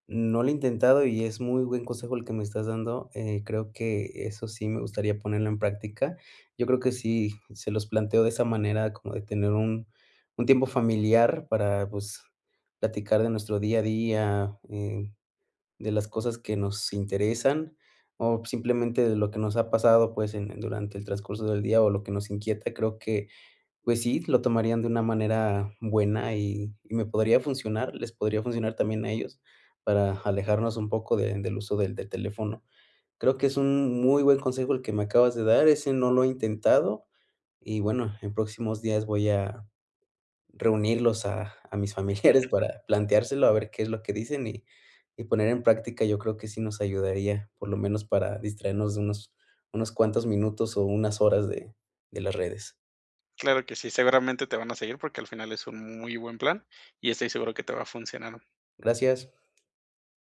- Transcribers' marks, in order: chuckle; other background noise
- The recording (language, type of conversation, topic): Spanish, advice, ¿Cómo puedo reducir el uso del teléfono y de las redes sociales para estar más presente?